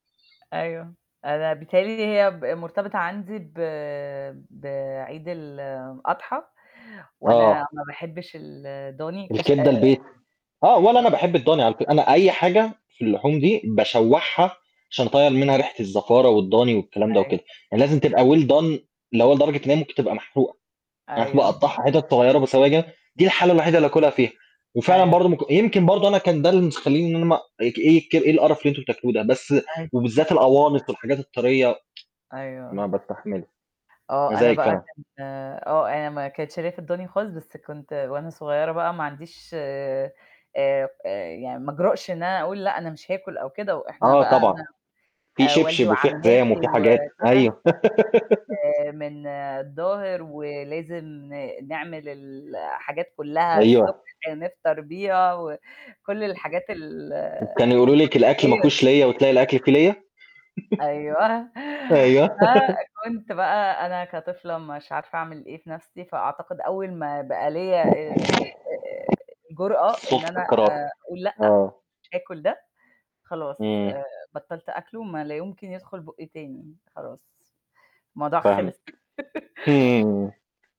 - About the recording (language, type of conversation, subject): Arabic, unstructured, إيه أحلى ذكرى عندك مرتبطة بأكلة معيّنة؟
- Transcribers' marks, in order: static; in English: "Well done"; chuckle; tsk; unintelligible speech; laugh; laugh; other background noise; laugh